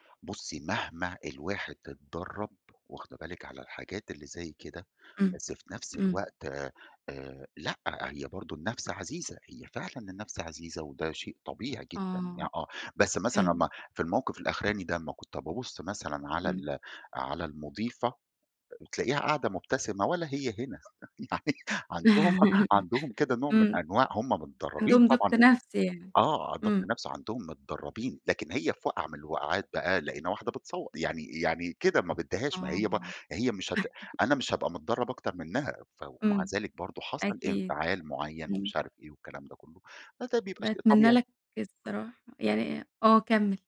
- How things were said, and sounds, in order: laughing while speaking: "يعني"; laugh; laugh; tapping
- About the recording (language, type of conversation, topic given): Arabic, podcast, إيه أكتر حادثة في حياتك عمرك ما هتنساها؟